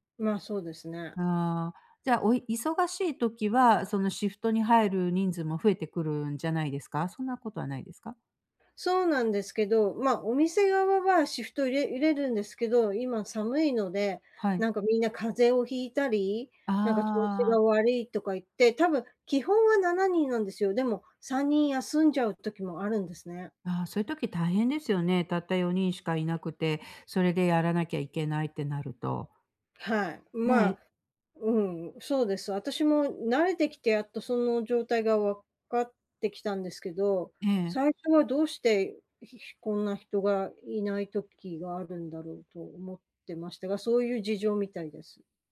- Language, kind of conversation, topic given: Japanese, advice, グループで自分の居場所を見つけるにはどうすればいいですか？
- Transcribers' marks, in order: other background noise